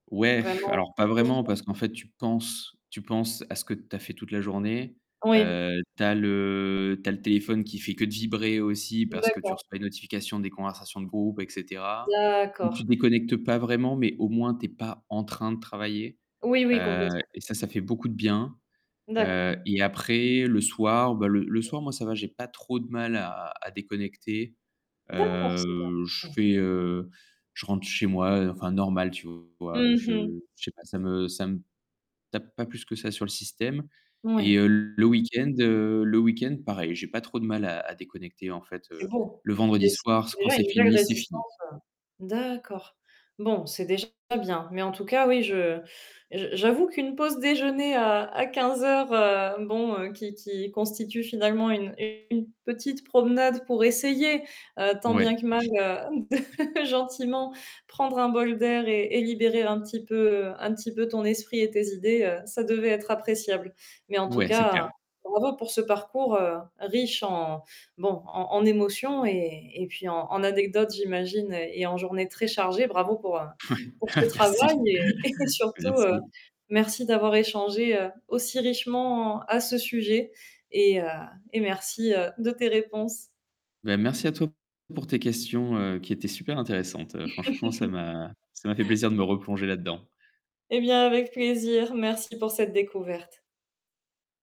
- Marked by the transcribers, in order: blowing; distorted speech; unintelligible speech; other noise; drawn out: "Heu"; static; tapping; laughing while speaking: "de"; laughing while speaking: "Ouais"; chuckle; laughing while speaking: "et"; laugh
- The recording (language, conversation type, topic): French, podcast, Comment utilises-tu une promenade ou un changement d’air pour débloquer tes idées ?